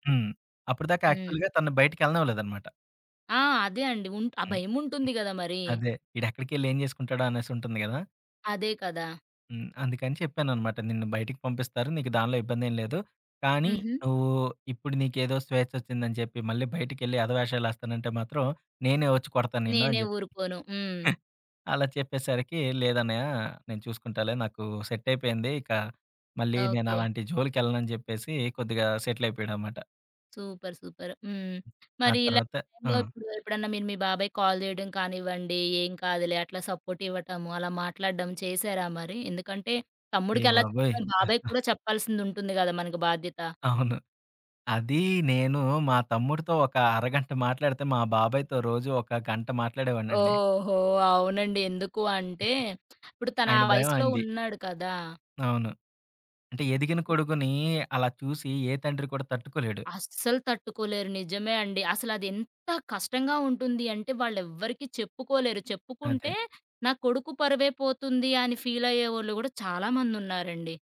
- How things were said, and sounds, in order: in English: "యాక్చువల్‌గా"; tapping; in English: "సెట్"; in English: "సెటిల్"; in English: "సూపర్, సూపర్"; other background noise; in English: "కాల్"; chuckle; laughing while speaking: "అవును"; lip smack; chuckle; stressed: "ఎంత"
- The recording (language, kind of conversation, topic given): Telugu, podcast, బాధపడుతున్న బంధువుని ఎంత దూరం నుంచి ఎలా సపోర్ట్ చేస్తారు?